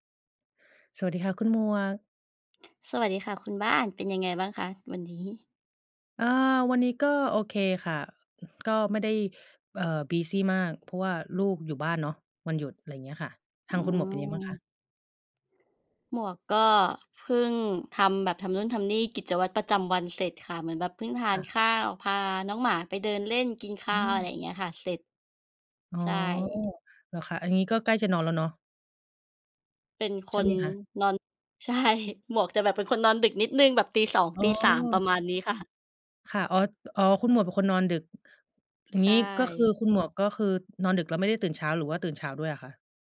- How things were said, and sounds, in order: in English: "บีซี"; laughing while speaking: "ใช่"; laughing while speaking: "ค่ะ"
- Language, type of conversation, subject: Thai, unstructured, ระหว่างการนอนดึกกับการตื่นเช้า คุณคิดว่าแบบไหนเหมาะกับคุณมากกว่ากัน?